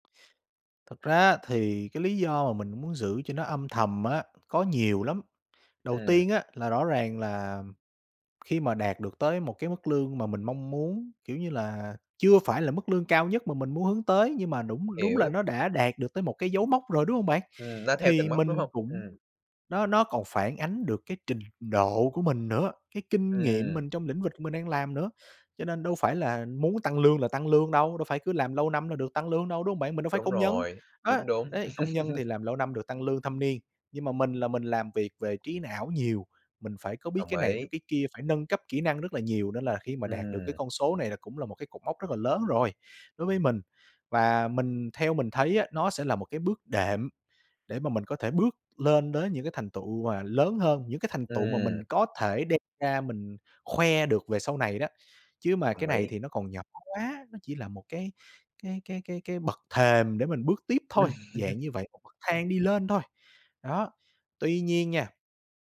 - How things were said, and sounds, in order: tapping; other background noise; laugh; laugh
- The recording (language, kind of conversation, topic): Vietnamese, podcast, Bạn có thể kể về một thành tựu âm thầm mà bạn rất trân trọng không?